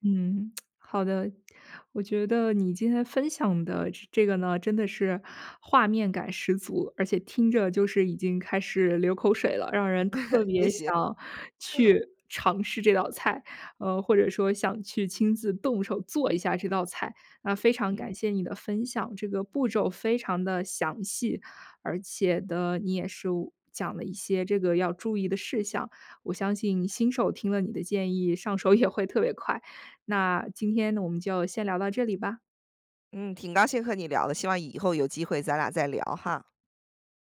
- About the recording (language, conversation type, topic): Chinese, podcast, 你最拿手的一道家常菜是什么？
- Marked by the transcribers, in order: lip smack; laugh; "呢" said as "地"; laughing while speaking: "上手也会特别快"